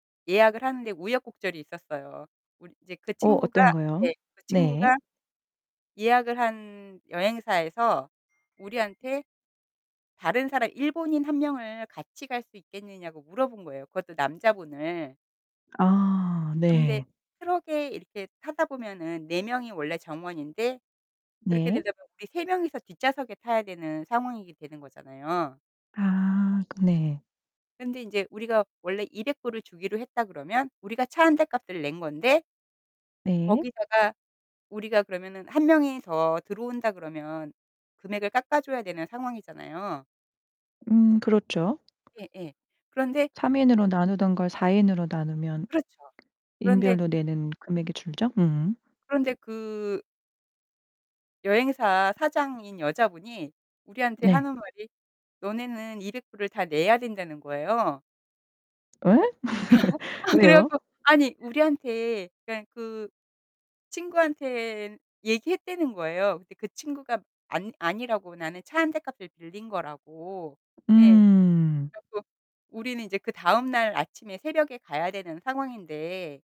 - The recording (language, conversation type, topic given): Korean, podcast, 여행 중에 만난 특별한 사람에 대해 이야기해 주실 수 있나요?
- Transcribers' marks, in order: tapping; alarm; other background noise; distorted speech; static; laugh